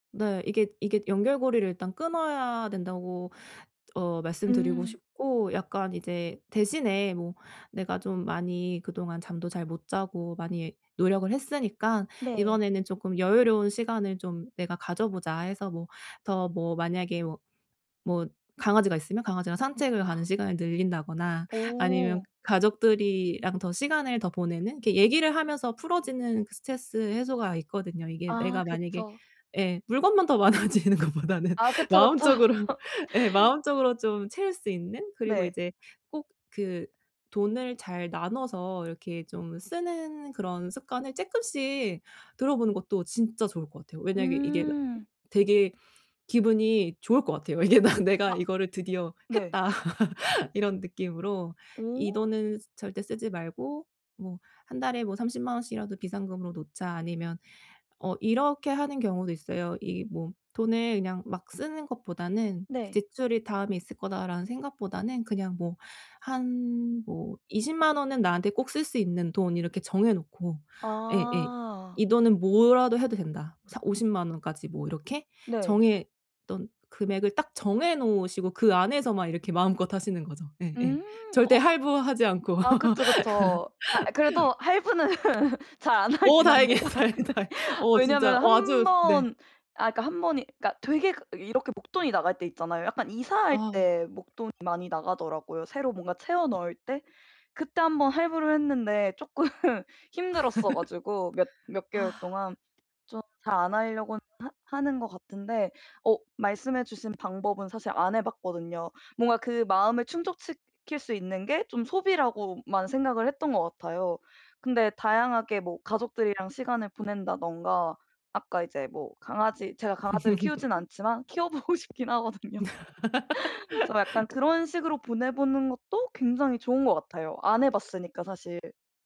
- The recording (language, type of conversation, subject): Korean, advice, 수입이 늘었을 때 지출을 어떻게 통제해야 할까요?
- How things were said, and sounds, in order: gasp; other background noise; laughing while speaking: "많아지는 것보다는 마음적으로"; laugh; "왜냐하면" said as "왜냑에"; tapping; laughing while speaking: "왜계난"; "왜냐하면" said as "왜계난"; laugh; laughing while speaking: "할부는 잘 안 하긴 합니다. 네"; laugh; laughing while speaking: "다행이에요. 다행, 다행"; laughing while speaking: "쪼끔"; laugh; sigh; laugh; laughing while speaking: "키워 보고 싶긴 하거든요"; laugh